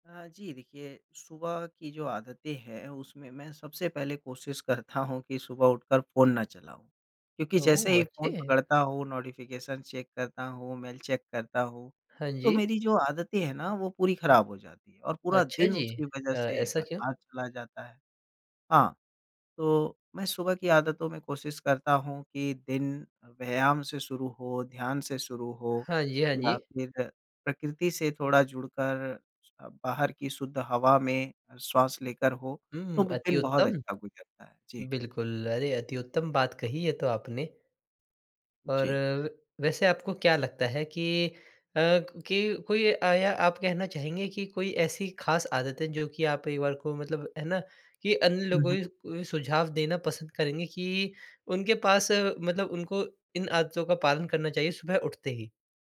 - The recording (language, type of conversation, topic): Hindi, podcast, सुबह की आदतों ने तुम्हारी ज़िंदगी कैसे बदली है?
- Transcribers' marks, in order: in English: "नोटिफ़िकेशन"